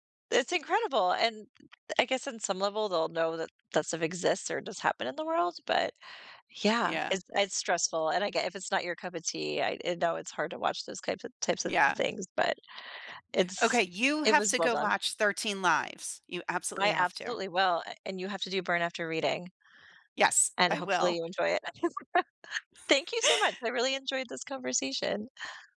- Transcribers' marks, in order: other background noise; laugh
- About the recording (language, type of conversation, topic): English, unstructured, What makes a movie memorable for you?
- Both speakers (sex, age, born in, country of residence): female, 40-44, United States, United States; female, 50-54, United States, United States